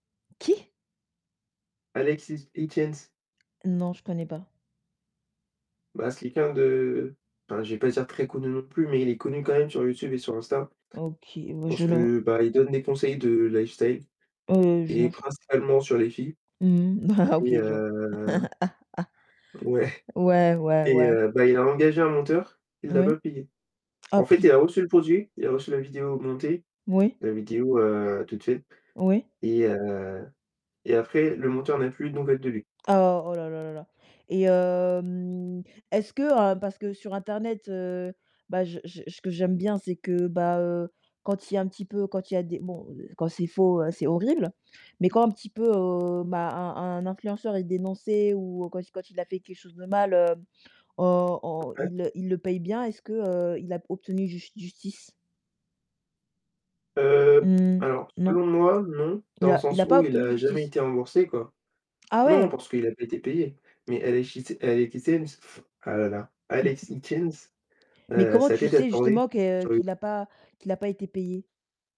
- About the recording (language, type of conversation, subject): French, unstructured, Préféreriez-vous être célèbre pour quelque chose de positif ou pour quelque chose de controversé ?
- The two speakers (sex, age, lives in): female, 20-24, France; male, 20-24, France
- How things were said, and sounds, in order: tapping; distorted speech; laughing while speaking: "bah"; laugh; laughing while speaking: "ouais"; drawn out: "hem"; unintelligible speech; blowing